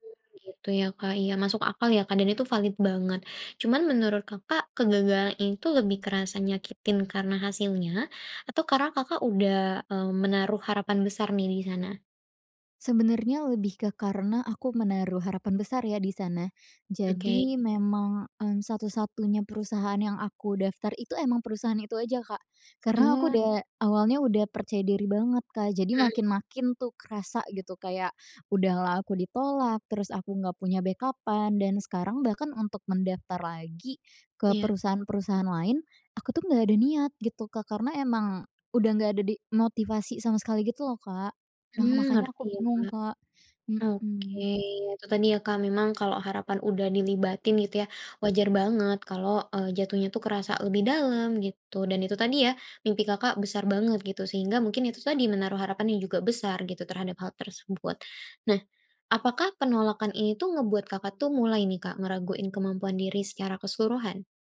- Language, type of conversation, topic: Indonesian, advice, Bagaimana caranya menjadikan kegagalan sebagai pelajaran untuk maju?
- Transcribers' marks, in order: tapping; in English: "backup-an"; other background noise